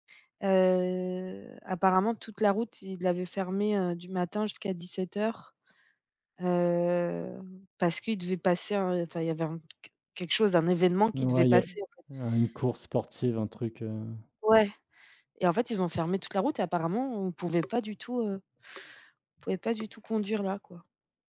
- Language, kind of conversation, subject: French, unstructured, Qu’est-ce qui t’énerve dans le comportement des automobilistes ?
- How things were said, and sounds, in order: tapping